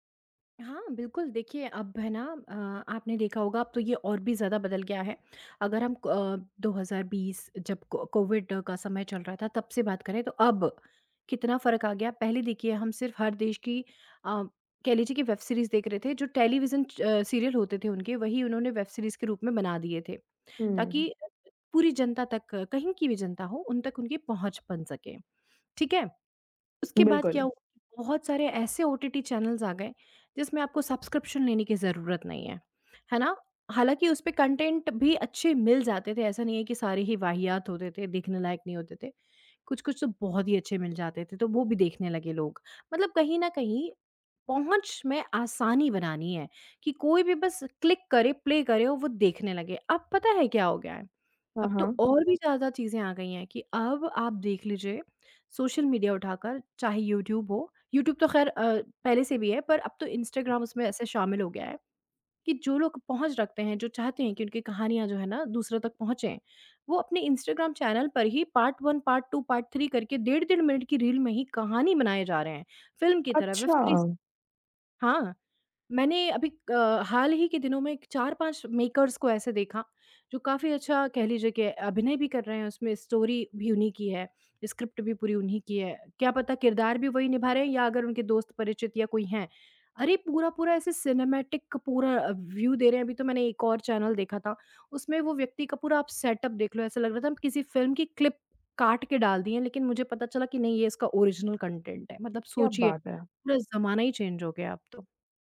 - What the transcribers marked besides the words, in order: tapping; in English: "चैनल्स"; in English: "सब्सक्रिप्शन"; in English: "कॉन्टेंट"; other background noise; in English: "क्लिक"; in English: "प्ले"; in English: "पार्ट वन, पार्ट टू, पार्ट थ्री"; in English: "मेकर्स"; in English: "स्टोरी"; in English: "स्क्रिप्ट"; in English: "सिनेमैटिक"; in English: "व्यू"; in English: "सेटअप"; in English: "क्लिप"; in English: "ओरिजिनल कॉन्टेंट"; in English: "चेंज़"
- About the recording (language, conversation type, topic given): Hindi, podcast, स्ट्रीमिंग ने सिनेमा के अनुभव को कैसे बदला है?